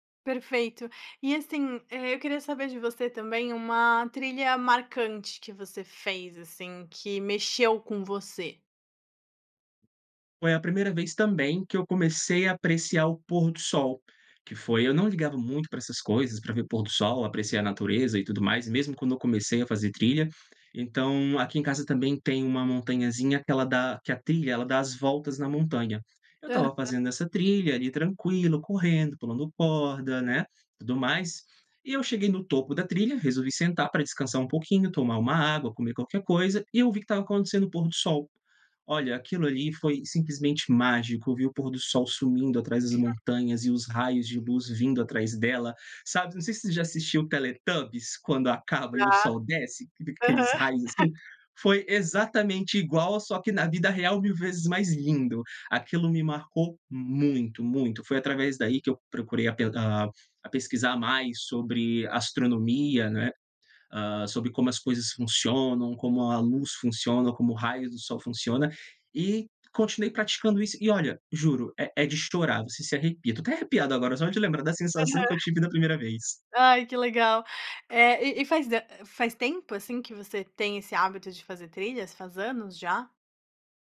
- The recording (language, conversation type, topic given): Portuguese, podcast, Já passou por alguma surpresa inesperada durante uma trilha?
- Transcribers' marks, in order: tapping; other background noise; unintelligible speech; chuckle